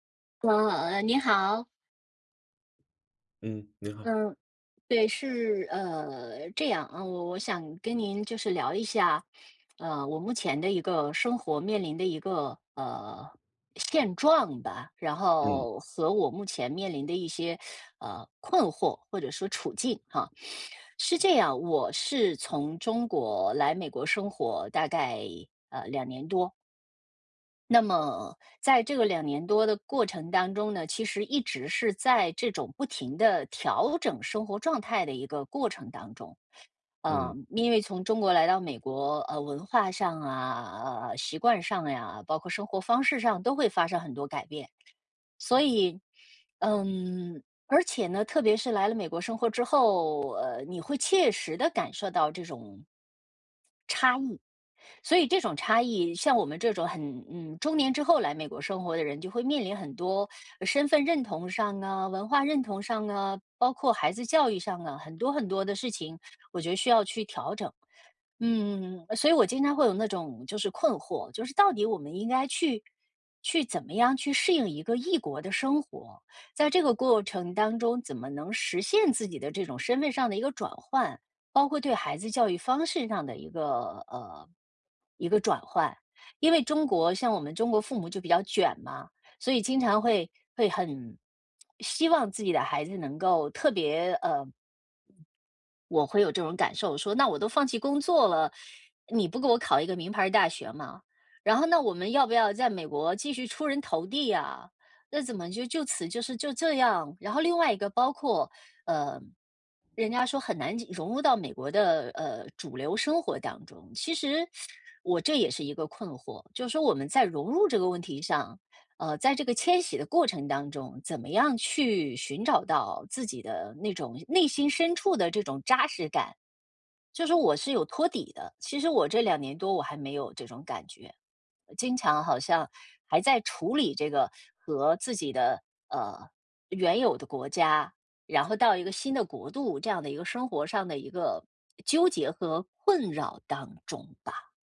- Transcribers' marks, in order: teeth sucking; sniff; other background noise; teeth sucking; teeth sucking; tsk; teeth sucking; teeth sucking
- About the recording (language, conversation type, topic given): Chinese, advice, 我该如何调整期待，并在新环境中重建日常生活？